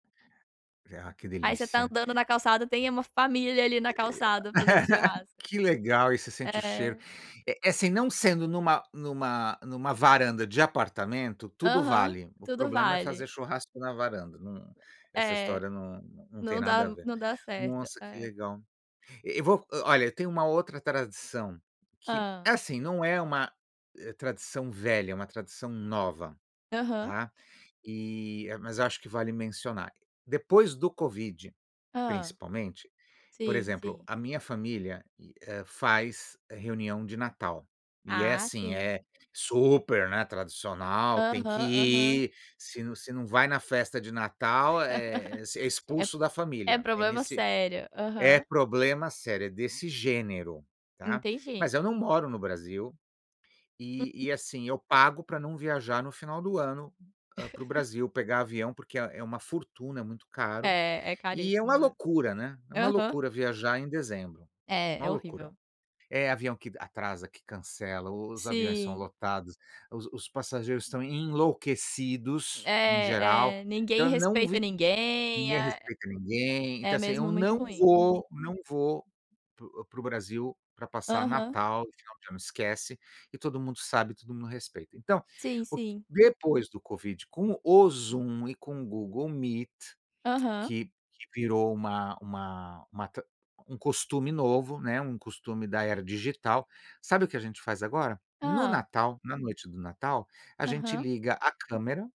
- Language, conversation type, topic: Portuguese, unstructured, Qual tradição familiar você considera mais especial?
- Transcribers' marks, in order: tapping; laugh; laugh; laugh; laugh